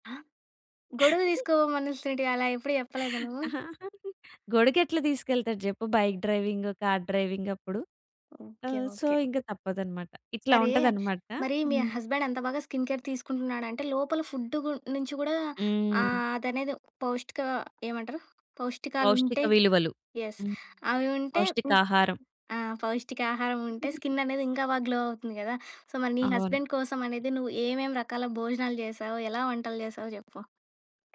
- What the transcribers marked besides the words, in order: chuckle; chuckle; other background noise; in English: "బైక్ డ్రైవింగ్ కార్ డ్రైవింగ్"; in English: "సో"; tapping; in English: "హస్బెండ్"; in English: "స్కిన్ కేర్"; in English: "ఫుడ్"; in English: "ఎస్"; in English: "స్కిన్"; giggle; in English: "గ్లో"; in English: "సో"; in English: "హస్బెండ్"
- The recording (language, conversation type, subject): Telugu, podcast, మీ ఇంట్లో రోజూ భోజనం చేసే అలవాటు ఎలా ఉంటుంది?